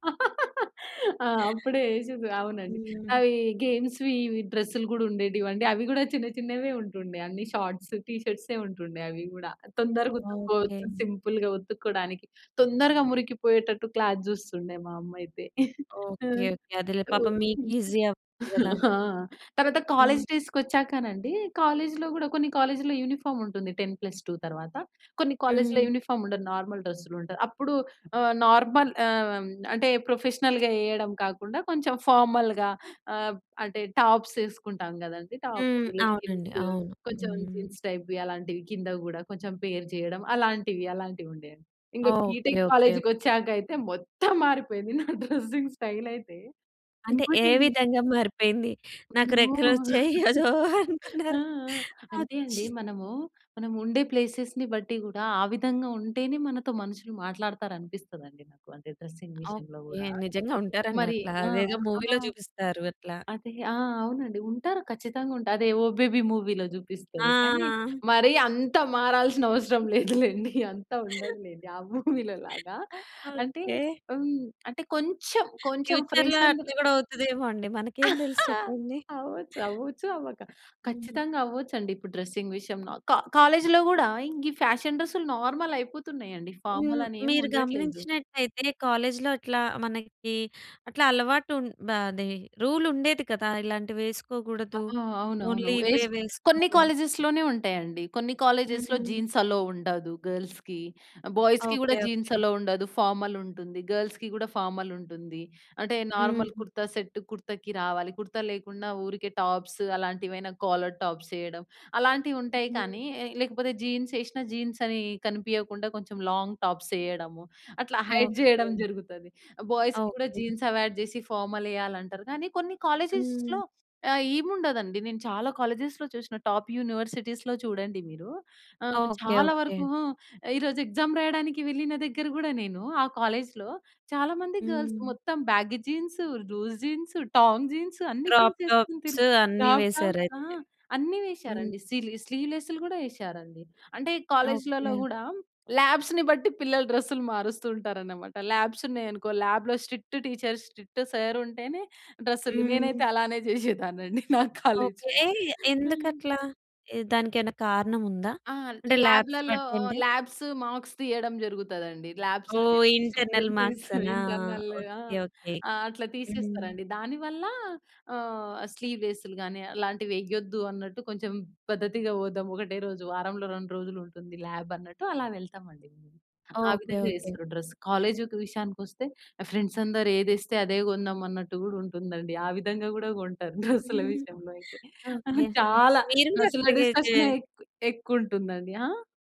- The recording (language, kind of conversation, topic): Telugu, podcast, నీ స్టైల్ ఎలా మారిందని చెప్పగలవా?
- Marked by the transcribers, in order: laugh; in English: "గేమ్స్‌వి"; in English: "షార్ట్స్"; tapping; in English: "సింపుల్‌గా"; other noise; in English: "క్లాత్"; chuckle; other background noise; giggle; in English: "కాలేజ్ డేస్‌కి"; in English: "ఈసీ"; in English: "కాలేజ్‌లో"; in English: "కాలేజ్‌లో యూనిఫార్మ్"; in English: "టెన్ ప్లస్ టూ"; in English: "కాలేజ్‌లో యూనిఫార్మ్"; in English: "నార్మల్"; in English: "నార్మల్"; in English: "ప్రొఫెషనల్‌గా"; in English: "ఫార్మల్‌గా"; in English: "టాప్స్"; in English: "టాప్స్, లెగ్గింగ్స్"; in English: "జీన్స్ టైప్‌వి"; in English: "పెయిర్"; in English: "బీ‌టెక్ కాలేజ్‌కి"; stressed: "మొత్తం"; in English: "డ్రెసింగ్ స్టైల్"; laughing while speaking: "అంటే ఏ విధంగా మారిపోయింది? నాకు రెక్కలు వచ్చాయి ఎదో అనుకున్నారు అచ్చీ"; giggle; in English: "ప్లేసెస్‌ని"; in English: "డ్రెసింగ్"; in English: "మూవీ‌లో"; in English: "మూవీలో"; chuckle; giggle; in English: "మూవీ‌లో"; in English: "ఫ్రెండ్స్"; in English: "ఫ్యూచర్‌లో"; laugh; in English: "డ్రెసింగ్"; in English: "కాలేజ్‌లో"; in English: "ఫ్యాషన్"; in English: "నార్మల్"; in English: "ఫార్మల్"; in English: "కాలేజ్‌లో"; in English: "రూల్"; in English: "ఓన్లీ"; in English: "కాలేజెస్"; in English: "కాలేజెస్‌లో జీన్స్ అలో"; in English: "గర్ల్స్‌కి, బాయ్స్‌కి"; in English: "జీన్స్ అలో"; in English: "ఫార్మల్"; in English: "గర్ల్స్‌కి"; in English: "ఫార్మల్"; in English: "నార్మల్"; in English: "టాప్స్"; in English: "కాలర్ టాప్స్"; in English: "జీన్స్"; in English: "జీన్స్"; in English: "లాంగ్ టాప్స్"; in English: "హైడ్"; in English: "బాయ్స్‌కి"; in English: "జీన్స్ అవాయిడ్"; in English: "ఫార్మల్"; in English: "కాలేజెస్‌లో"; in English: "కాలేజెస్‌లో"; in English: "టాప్ యూనివర్సిటీస్‌లో"; in English: "ఎక్సామ్"; in English: "కాలేజ్‌లో"; in English: "గర్ల్స్"; in English: "బ్యాగ్ జీన్స్, లూజ్ జీన్స్, టాంగ్ జీన్స్"; in English: "క్రాప్ టాప్స్"; in English: "జీన్స్"; in English: "లాబ్స్‌ని"; in English: "లాబ్స్"; in English: "లాబ్‌లో స్ట్రిక్ట్ టీచర్, స్ట్రిక్ట్ సర్"; chuckle; in English: "కాలేజ్‌లో"; in English: "ల్యాబ్స్"; in English: "లాబ్స్ మార్క్స్"; in English: "లాబ్స్"; chuckle; in English: "డిసిప్లె‌యి‌న్"; in English: "ఇంటర్నల్ మార్క్స్"; in English: "ఇంటర్నల్‌ని"; in English: "లాబ్"; in English: "డ్రెస్. కాలేజ్"; in English: "ఫ్రెండ్స్"; giggle; chuckle